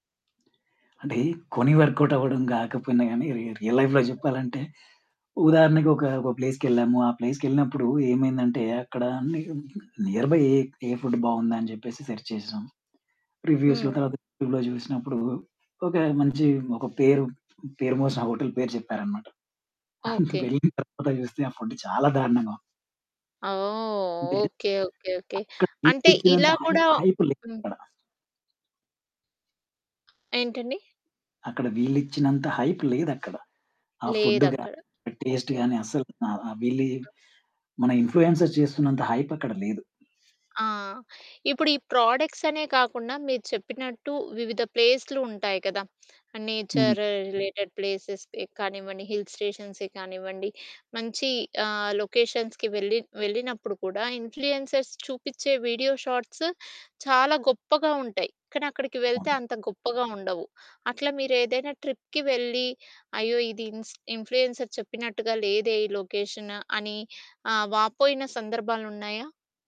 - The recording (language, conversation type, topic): Telugu, podcast, ఇన్ఫ్లువెన్సర్లు ఎక్కువగా నిజాన్ని చెబుతారా, లేక కేవలం ఆడంబరంగా చూపించడానికే మొగ్గు చూపుతారా?
- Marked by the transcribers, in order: in English: "వర్కౌట్"; in English: "రియల్ లైఫ్‌లో"; other background noise; in English: "ప్లేస్‌కెళ్ళాము"; in English: "ప్లేస్‌కెళ్ళినప్పుడు"; static; in English: "నియర్‌బై"; in English: "ఫుడ్"; in English: "సెర్చ్"; in English: "రివ్యూస్‌లో"; distorted speech; in English: "యూట్యూబ్‌లో"; in English: "హోటల్"; tapping; in English: "ఫుడ్"; in English: "హై‌ప్ హైప్"; in English: "హైప్"; in English: "టేస్ట్"; in English: "ఇన్‌ఫ్లుయెన్సర్స్"; in English: "హైప్"; in English: "ప్రాడక్ట్స్"; in English: "నేచర్ రిలేటెడ్ ప్లేసెస్"; in English: "లొకేషన్స్‌కి"; in English: "ఇన్‌ఫ్లుయెన్సర్స్"; in English: "వీడియో షార్ట్స్"; unintelligible speech; in English: "ట్రిప్‌కి"; in English: "ఇన్స్ ఇన్‌ఫ్లుయెన్సర్"; in English: "లొకేషన్"